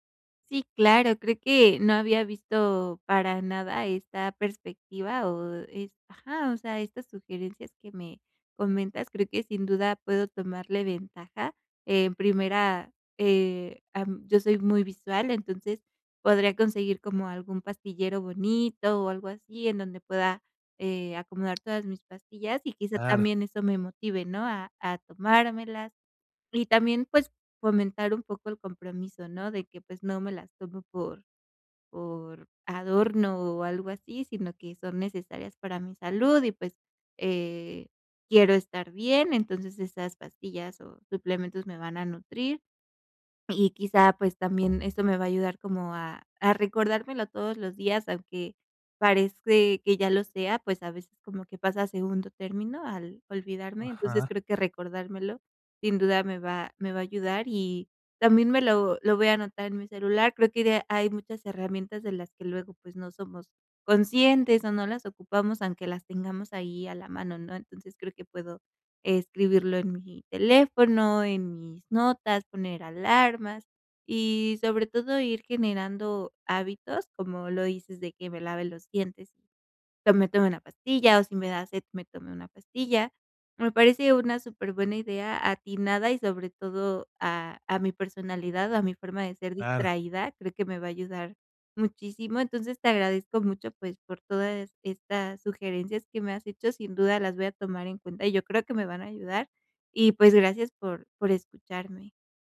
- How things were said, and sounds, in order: other background noise
- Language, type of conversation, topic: Spanish, advice, ¿Por qué a veces olvidas o no eres constante al tomar tus medicamentos o suplementos?